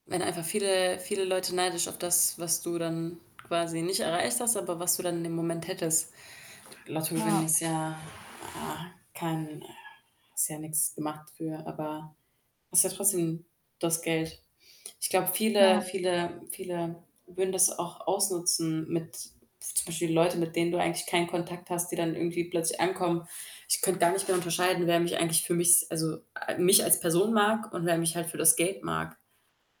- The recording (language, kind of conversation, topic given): German, unstructured, Was würdest du tun, wenn du viel Geld gewinnen würdest?
- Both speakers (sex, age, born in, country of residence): female, 20-24, Germany, Germany; female, 25-29, Germany, Germany
- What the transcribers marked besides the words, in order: static; tapping; other background noise